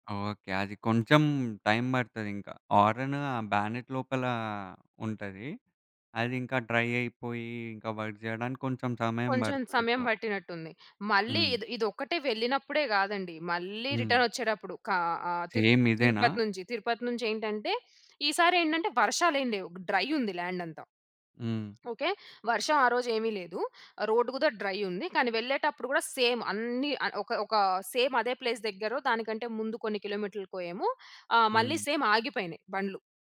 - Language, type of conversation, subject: Telugu, podcast, ప్రయాణంలో వాన లేదా తుపాను కారణంగా మీరు ఎప్పుడైనా చిక్కుకుపోయారా? అది ఎలా జరిగింది?
- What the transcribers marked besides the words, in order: in English: "టైమ్"; in English: "బ్యానెట్"; in English: "డ్రై"; in English: "వర్క్"; other noise; in English: "రిటర్న్"; in English: "సేమ్"; in English: "డ్రై"; in English: "ల్యాండ్"; "గూడా" said as "గూదా"; in English: "డ్రై"; in English: "సేమ్"; in English: "సేమ్"; in English: "ప్లేస్"; in English: "సేమ్"